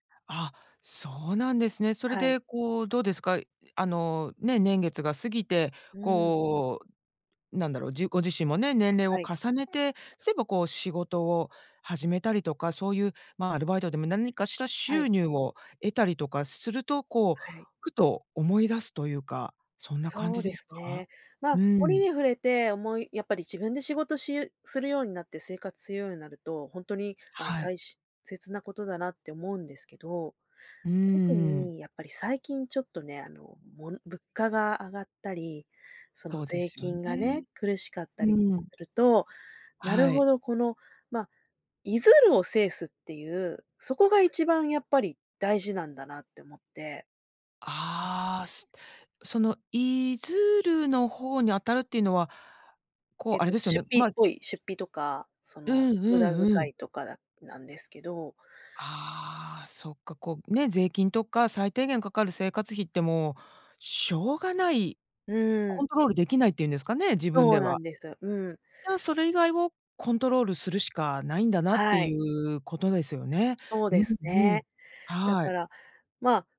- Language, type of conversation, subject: Japanese, podcast, 親や祖父母から学んだ教えは、どんな場面で役立ちますか？
- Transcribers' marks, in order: other noise; other background noise